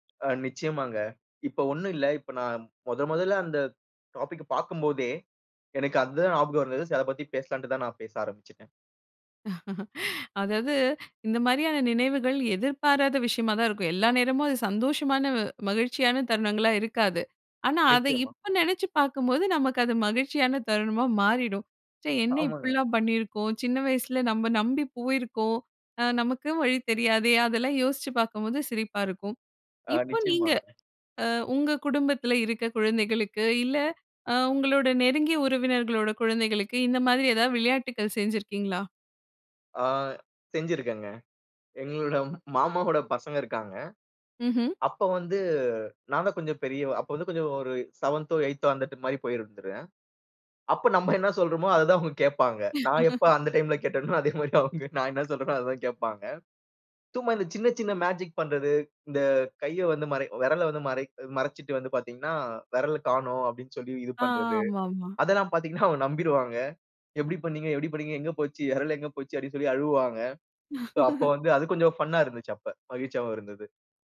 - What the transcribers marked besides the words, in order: in English: "டாபிக்"; in English: "சோ"; laugh; other background noise; laughing while speaking: "ஆமாங்க"; other noise; laughing while speaking: "எங்களுடைய மாமாவோட"; laughing while speaking: "அப்போ நம்ம என்ன சொல்றோமோ, அதைதான் … அதை தான் கேட்பாங்க"; laugh; laughing while speaking: "பார்த்தீங்கன்னா அவங்க நம்பிருவாங்க"; laugh; in English: "ஃபன்"
- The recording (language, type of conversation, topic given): Tamil, podcast, உங்கள் முதல் நண்பருடன் நீங்கள் எந்த விளையாட்டுகளை விளையாடினீர்கள்?